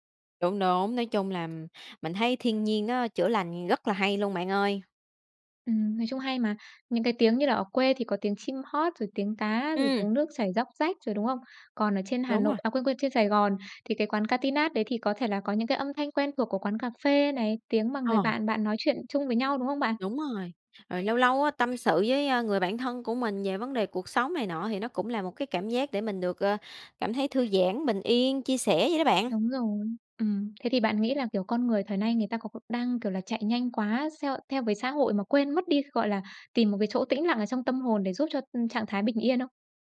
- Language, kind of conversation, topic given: Vietnamese, podcast, Bạn có thể kể về một lần bạn tìm được một nơi yên tĩnh để ngồi lại và suy nghĩ không?
- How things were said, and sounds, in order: tapping; other background noise; "theo-" said as "seo"